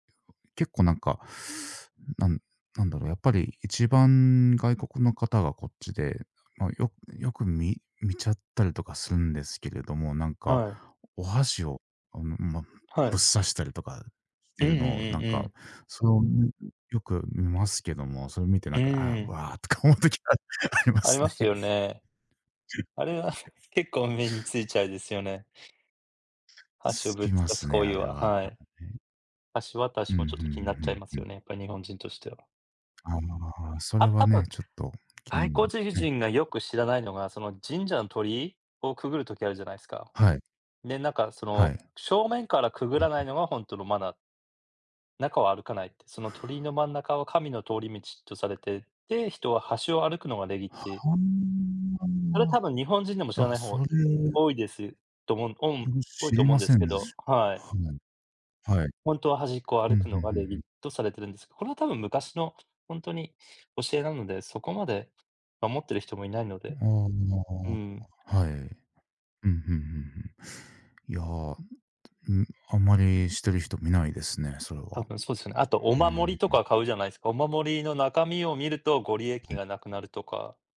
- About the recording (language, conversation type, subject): Japanese, unstructured, 異文化の中で驚いたタブーはありますか？
- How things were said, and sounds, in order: laughing while speaking: "わ、とか思う時がありますね"; chuckle; laugh; unintelligible speech; "外国人" said as "がいこつじじん"; drawn out: "は"